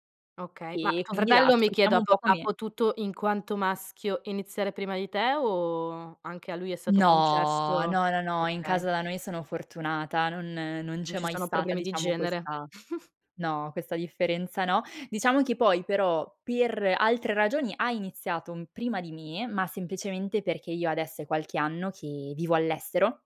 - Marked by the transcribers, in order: chuckle
- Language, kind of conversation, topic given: Italian, podcast, Qual è una bella esperienza di viaggio legata a un tuo hobby?